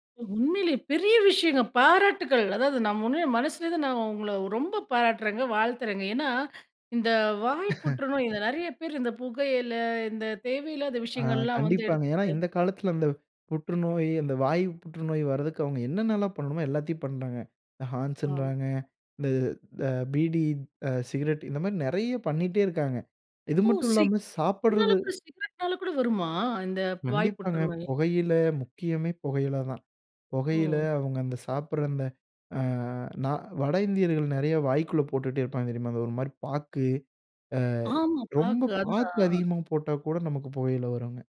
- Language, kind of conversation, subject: Tamil, podcast, செயற்கை நுண்ணறிவு வந்தபின் வேலை செய்யும் முறை எப்படி மாறியது?
- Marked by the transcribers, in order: cough; other noise; in English: "ஹான்ஸுன்றாங்க"; tapping; "புற்றுநோய்" said as "புகையில"